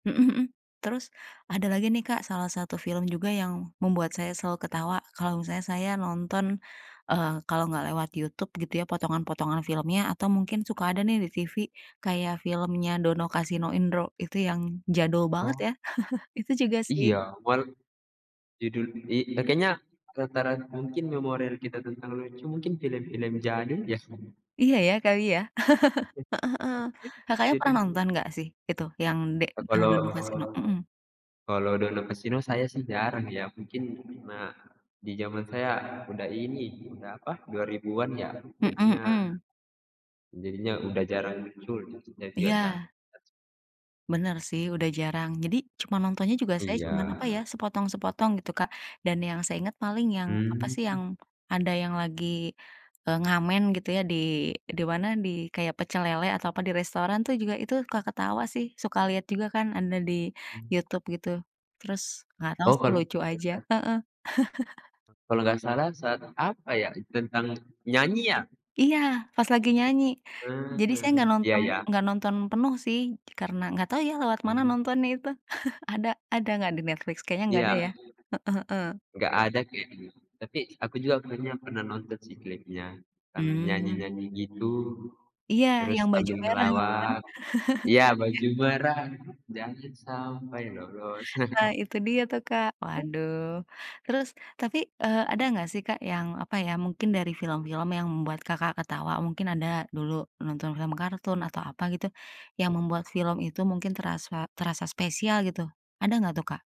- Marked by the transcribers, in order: chuckle; chuckle; unintelligible speech; chuckle; tapping; other background noise; chuckle; chuckle; singing: "baju merah jangan sampai lolos"; laugh
- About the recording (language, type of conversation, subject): Indonesian, unstructured, Film apa yang selalu bisa membuatmu merasa bahagia?